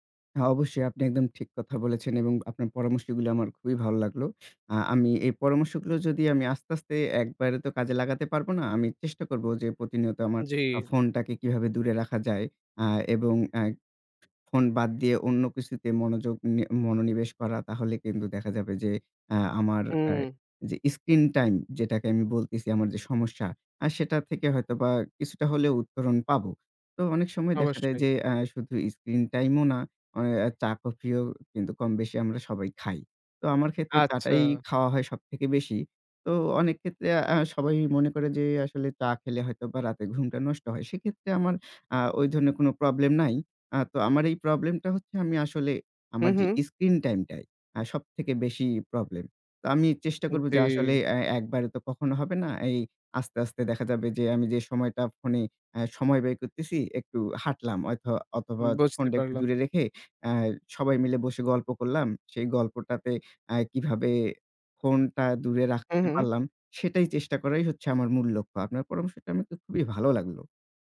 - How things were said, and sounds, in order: tapping
- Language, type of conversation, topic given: Bengali, advice, আপনি কি স্ক্রিনে বেশি সময় কাটানোর কারণে রাতে ঠিকমতো বিশ্রাম নিতে সমস্যায় পড়ছেন?